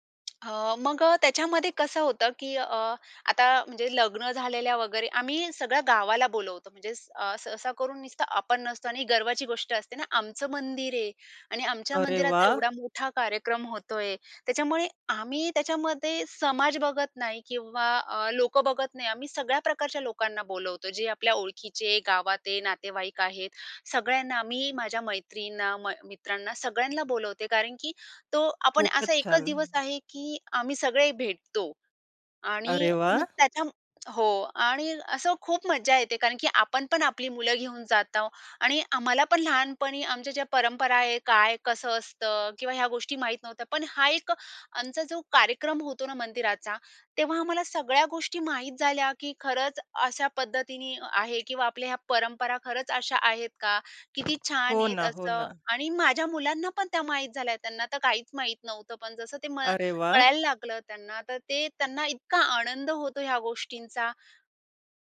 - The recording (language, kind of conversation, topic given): Marathi, podcast, तुमच्या घरात पिढ्यानपिढ्या चालत आलेली कोणती परंपरा आहे?
- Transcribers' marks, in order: other background noise